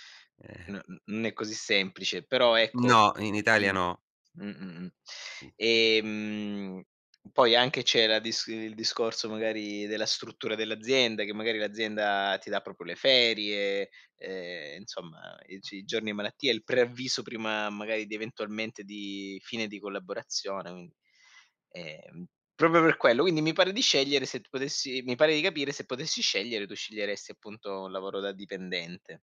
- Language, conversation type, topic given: Italian, podcast, Come riesci a bilanciare lavoro, vita privata e formazione personale?
- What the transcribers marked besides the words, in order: drawn out: "Ehm"; "proprio" said as "propo"; "proprio" said as "propo"